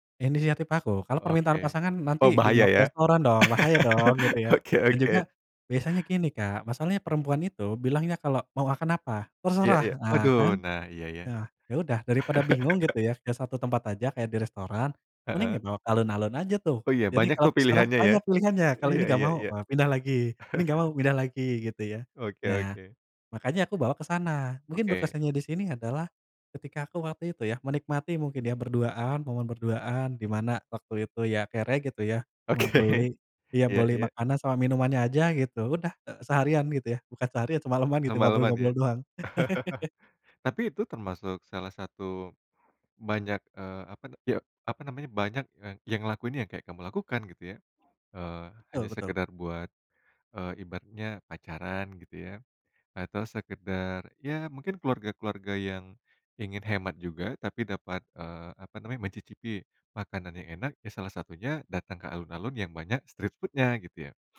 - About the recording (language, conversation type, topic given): Indonesian, podcast, Apa yang membuat makanan kaki lima terasa berbeda dan bikin ketagihan?
- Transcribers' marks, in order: laugh; chuckle; chuckle; laughing while speaking: "Oke"; chuckle; in English: "street food-nya"